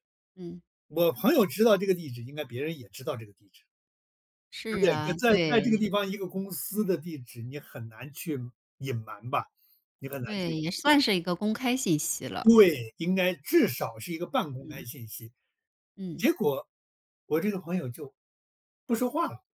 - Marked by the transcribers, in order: other background noise
- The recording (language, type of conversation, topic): Chinese, podcast, 我们该如何学会放下过去？